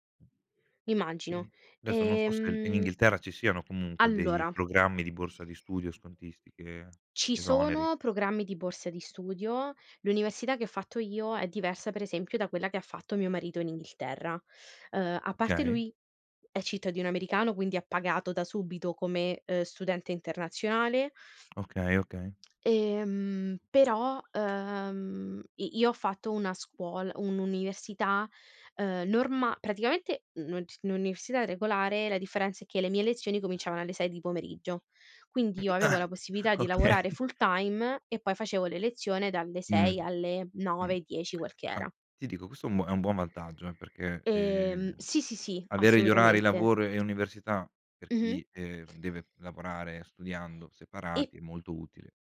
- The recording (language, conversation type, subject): Italian, unstructured, Credi che la scuola sia uguale per tutti gli studenti?
- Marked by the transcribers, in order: tapping; other background noise; unintelligible speech; chuckle; laughing while speaking: "Okay"; in English: "full-time"